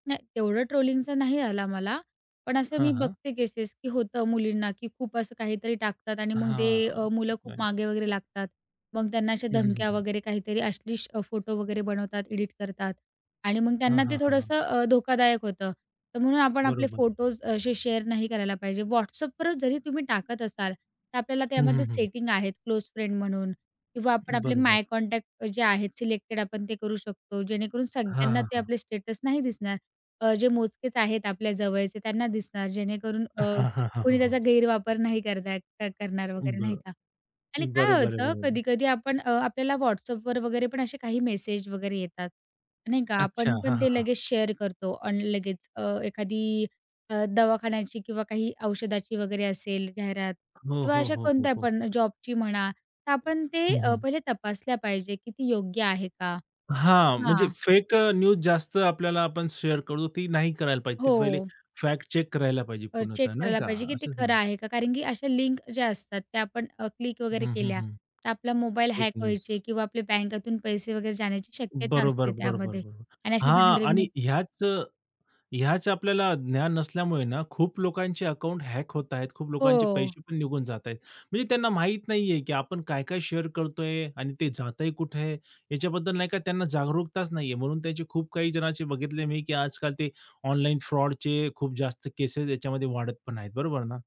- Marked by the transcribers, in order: unintelligible speech; tapping; other background noise; "अश्लील" said as "अशलीश"; in English: "शेअर"; in English: "फ्रेंड"; in English: "माय कॉन्टॅक्ट"; in English: "स्टेटस"; in English: "शेअर"; in English: "न्यूज"; in English: "शेअर"; in English: "फॅक्ट चेक"; in English: "न्यूज"; in English: "हॅक"; unintelligible speech; in English: "हॅक"; in English: "शेअर"
- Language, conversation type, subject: Marathi, podcast, तुम्ही ऑनलाइन काहीही शेअर करण्यापूर्वी काय विचार करता?